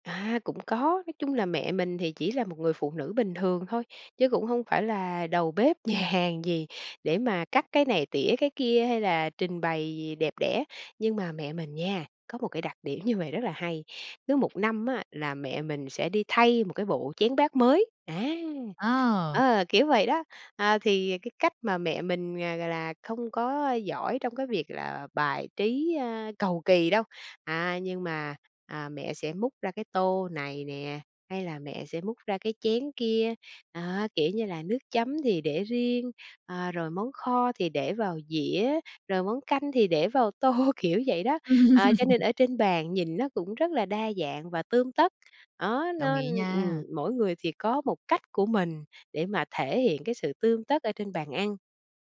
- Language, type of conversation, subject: Vietnamese, podcast, Làm thế nào để một bữa ăn thể hiện sự quan tâm của bạn?
- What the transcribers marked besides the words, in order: laughing while speaking: "nhà hàng"; laughing while speaking: "tô"; laugh; tapping